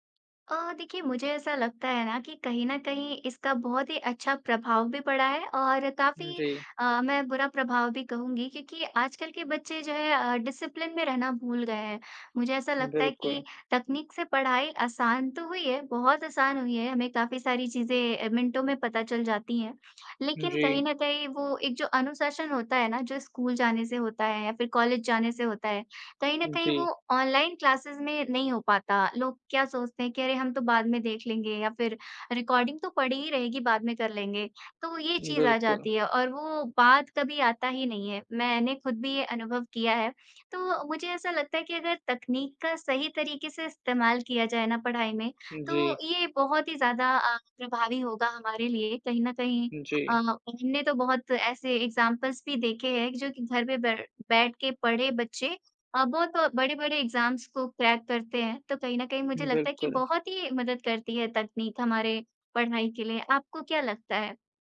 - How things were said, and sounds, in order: in English: "डिसिप्लिन"; other background noise; tapping; in English: "ऑनलाइन क्लासेस"; in English: "रिकॉर्डिंग"; in English: "एग्ज़ाम्पल्स"; in English: "एग्ज़ाम्स"; in English: "क्रैक"
- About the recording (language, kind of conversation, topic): Hindi, unstructured, तकनीक ने आपकी पढ़ाई पर किस तरह असर डाला है?
- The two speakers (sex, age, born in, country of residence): female, 25-29, India, India; male, 55-59, United States, India